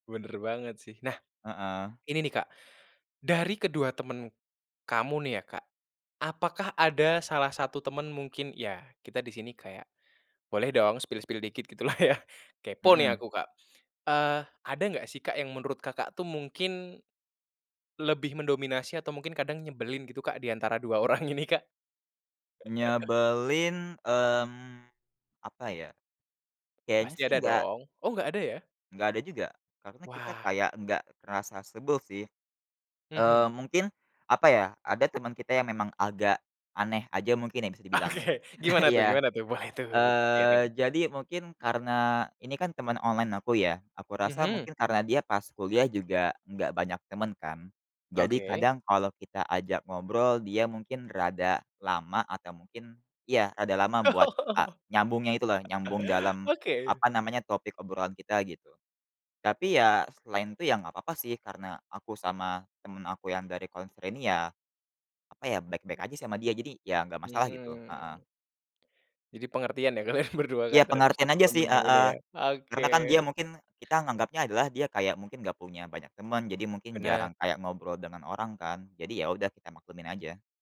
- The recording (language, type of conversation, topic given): Indonesian, podcast, Pernahkah kamu bertemu teman dekat melalui hobi?
- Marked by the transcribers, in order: in English: "spill-spill"; laughing while speaking: "gitu lah ya"; laughing while speaking: "dua orang ini Kak?"; laugh; tapping; laughing while speaking: "Oke"; chuckle; in English: "sharing"; laughing while speaking: "Oh"; laugh; other background noise; laughing while speaking: "kalian berdua Kak"